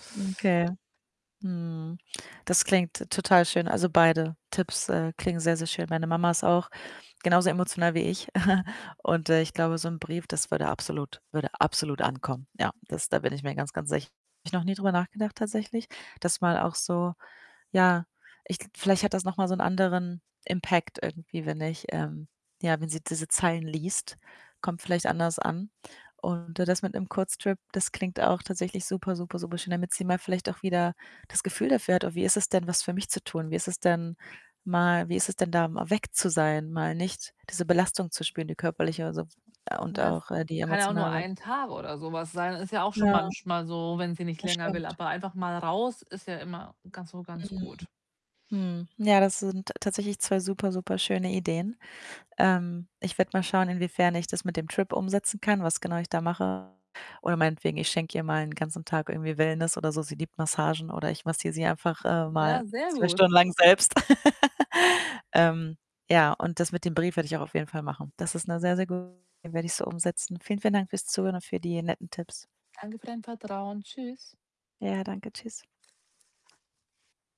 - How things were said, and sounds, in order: static; chuckle; distorted speech; other background noise; stressed: "weg"; laughing while speaking: "zwei Stunden lang selbst"; background speech; laugh; unintelligible speech
- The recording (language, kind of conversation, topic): German, advice, Wie kann ich meine emotionale Belastung durch die Betreuung verringern?